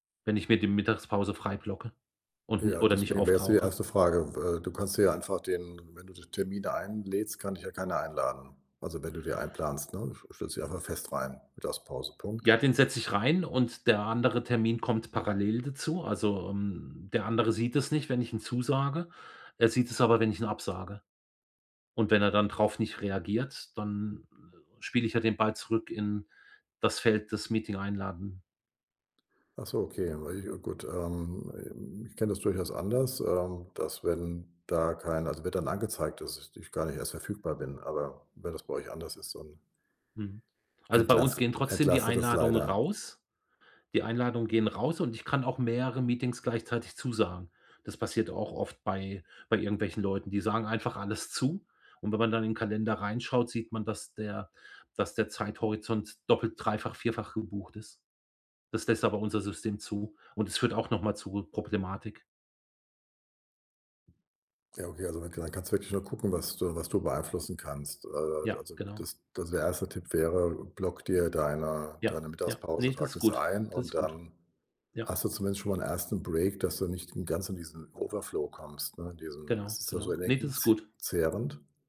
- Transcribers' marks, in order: other background noise; in English: "Break"; in English: "Overflow"
- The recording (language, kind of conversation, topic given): German, advice, Woran merke ich, dass ich wirklich eine Pause brauche?